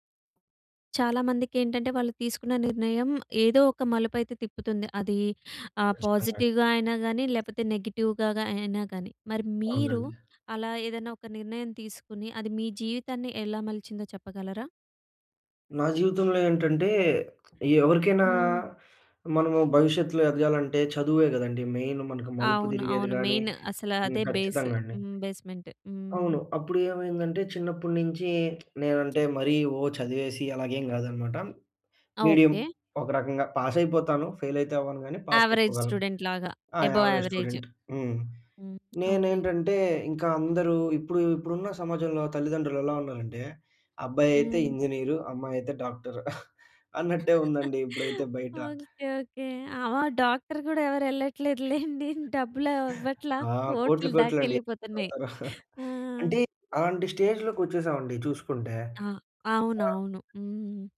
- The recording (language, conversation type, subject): Telugu, podcast, మీరు తీసుకున్న ఒక నిర్ణయం మీ జీవితాన్ని ఎలా మలచిందో చెప్పగలరా?
- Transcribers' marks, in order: in English: "పాజిటివ్‌గా"; in English: "నెగెటివ్‌గా"; in English: "మెయిన్"; in English: "మెయిన్"; in English: "బేస్మెంట్"; lip smack; in English: "మీడియం"; in English: "పాస్"; in English: "ఫెయిల్"; in English: "యావరేజ్ స్టూడెంట్‌లాగా, ఎబో యావరేజ్"; in English: "పాస్"; in English: "యావరేజ్ స్టూడెంట్"; in English: "ఇంజనీర్"; in English: "డాక్టర్"; chuckle; laughing while speaking: "ఓకే. ఓకే. ఆవా డాక్టర్ గూడా … దాకా ఎళ్ళిపోతున్నాయి. ఆ!"; in English: "డాక్టర్"; other background noise; chuckle; other noise; chuckle; in English: "స్టేజ్‌లోకి"